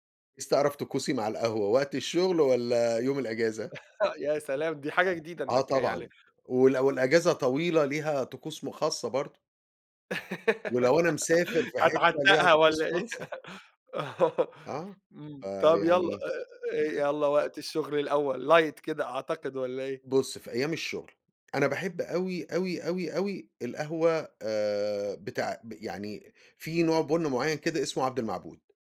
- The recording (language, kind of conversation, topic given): Arabic, podcast, إيه طقوسك مع القهوة أو الشاي في البيت؟
- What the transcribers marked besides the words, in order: chuckle; other background noise; giggle; laughing while speaking: "هتعتّقها والّا إيه؟ آه"; "خاصة" said as "فَلْصة"; in English: "Light"